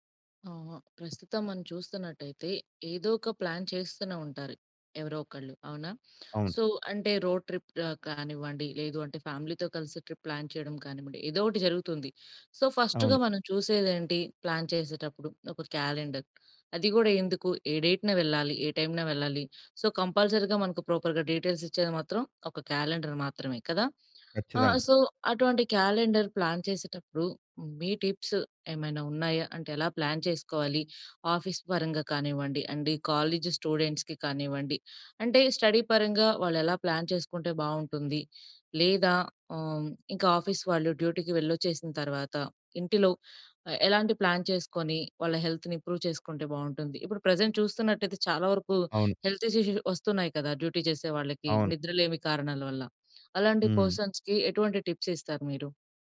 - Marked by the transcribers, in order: in English: "ప్లాన్"; in English: "సో"; in English: "రోడ్ ట్రిప్"; in English: "ఫ్యామిలీతో"; in English: "ట్రిప్ ప్లాన్"; in English: "సో"; in English: "ప్లాన్"; in English: "డేట్‌న"; in English: "సో, కంపల్సరీ"; in English: "ప్రాపర్‌గా డీటెయిల్స్"; in English: "సో"; in English: "ప్లాన్"; in English: "టిప్స్"; in English: "ప్లాన్"; in English: "ఆఫీస్"; in English: "కాలేజ్ స్టూడెంట్స్‌కి"; in English: "స్టడీ"; in English: "ప్లాన్"; in English: "ఆఫీస్"; in English: "డ్యూటీకి"; in English: "ప్లాన్"; in English: "హెల్త్‌ని ఇంప్రూవ్"; in English: "ప్రెజెంట్"; in English: "హెల్త్ ఇష్యూస్"; in English: "డ్యూటీ"; in English: "పర్సన్స్‌కి"; in English: "టిప్స్"
- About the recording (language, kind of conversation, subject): Telugu, podcast, క్యాలెండర్‌ని ప్లాన్ చేయడంలో మీ చిట్కాలు ఏమిటి?